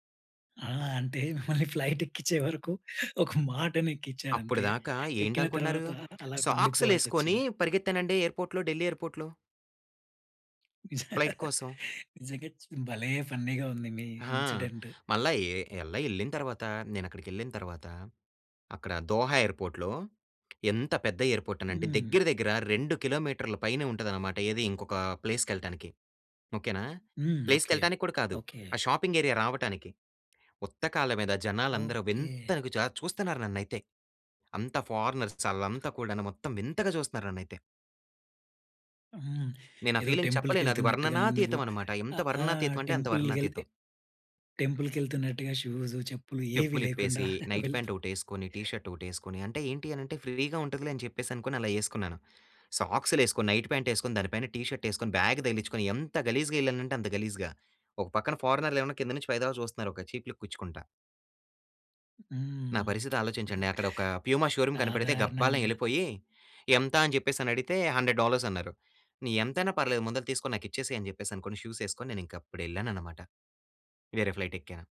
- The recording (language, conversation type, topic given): Telugu, podcast, ఒకసారి మీ విమానం తప్పిపోయినప్పుడు మీరు ఆ పరిస్థితిని ఎలా ఎదుర్కొన్నారు?
- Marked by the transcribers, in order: laughing while speaking: "ఫ్లైట్ ఎక్కిచ్చే వరకు, ఒక మాటనేక్కిచ్చారంతే"; in English: "ఫ్లైట్"; tapping; other background noise; in English: "ఎయిర్పోర్ట్‌లో"; laugh; in English: "ఫ్లైట్"; in English: "ఫన్నీగా"; in English: "ఇన్సిడెంట్"; in English: "షాపింగ్ ఏరియా"; in English: "ఫారనర్స్"; in English: "టెంపుల్‌కి"; in English: "ఫీలింగ్"; in English: "టెంపుల్‌కి"; in English: "టెంపుల్‌కి"; laughing while speaking: "షూస్, చెప్పులు ఏవి లేకుండా, వెళ్తూ"; in English: "షూస్"; in English: "నైట్ పాంట్"; in English: "టీ షర్ట్"; in English: "ఫ్రీగా"; in English: "నైట్ పాంట్"; in English: "టీ షర్ట్"; in English: "చీప్ లుక్"; chuckle; in English: "ప్యూమా షోరూం"; in English: "హండ్రెడ్ డాలర్స్"; in English: "షూస్"; in English: "ఫ్లైట్"